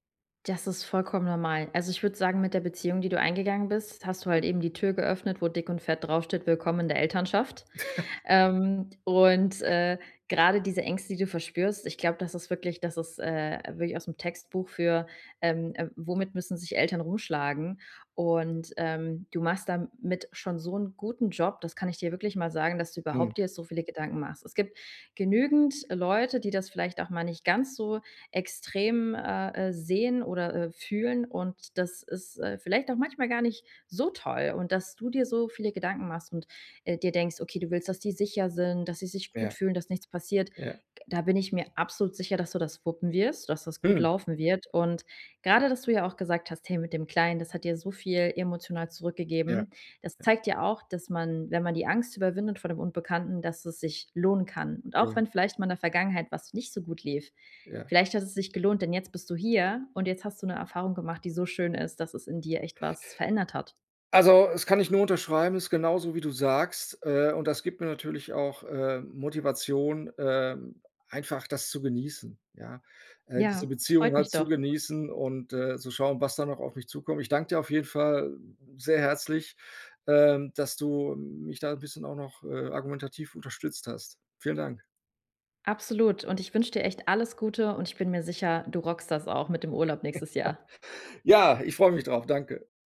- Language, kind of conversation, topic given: German, advice, Wie gehe ich mit der Angst vor dem Unbekannten um?
- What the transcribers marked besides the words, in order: chuckle; chuckle